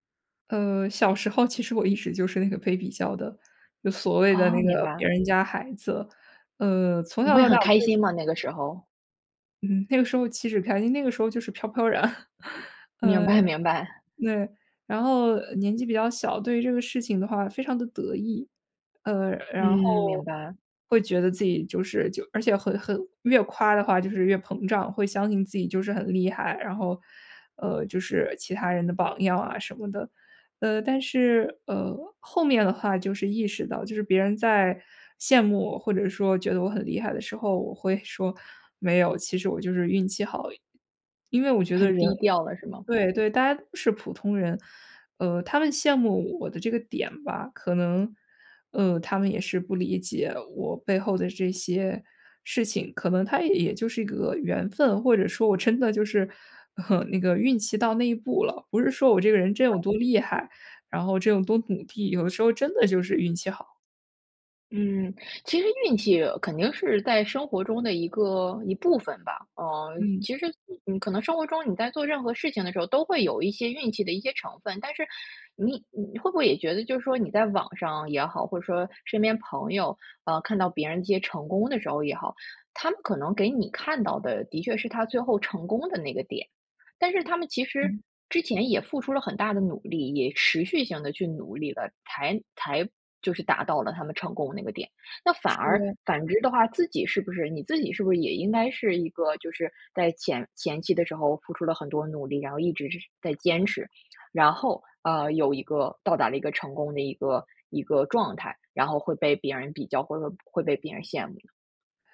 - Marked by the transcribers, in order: tapping; laughing while speaking: "明白"; chuckle; chuckle; other background noise
- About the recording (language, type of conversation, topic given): Chinese, podcast, 你是如何停止与他人比较的？